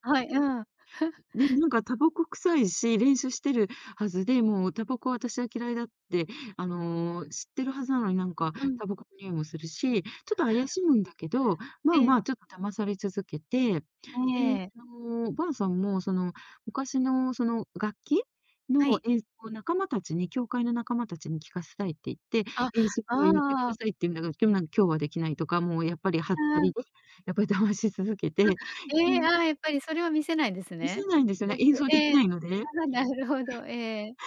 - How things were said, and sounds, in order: giggle
- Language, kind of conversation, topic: Japanese, podcast, 好きな映画の悪役で思い浮かぶのは誰ですか？